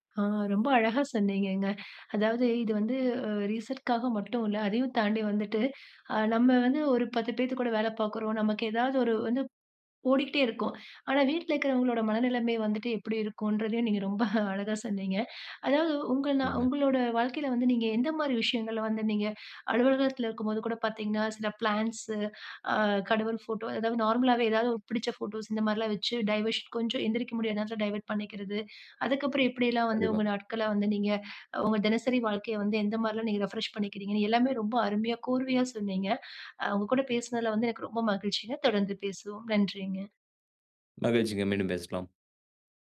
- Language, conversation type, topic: Tamil, podcast, சிறிய இடைவெளிகளை தினசரியில் பயன்படுத்தி மனதை மீண்டும் சீரமைப்பது எப்படி?
- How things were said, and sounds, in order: in English: "ரீசெட்காக"; laughing while speaking: "நீங்க ரொம்ப அழகா சொன்னீங்க"; in English: "பிளான்ட்ஸ்"; in English: "நார்மலாவே"; in English: "டைவர்ஷன்"; in English: "டைவர்ட்"; in English: "ரெஃப்ரெஷ்"